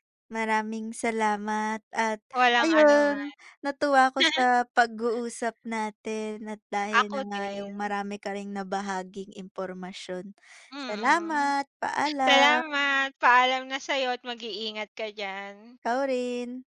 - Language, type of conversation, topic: Filipino, unstructured, Paano mo ipapaliwanag ang kahalagahan ng pagtulog para sa ating kalusugan?
- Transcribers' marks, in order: chuckle; tapping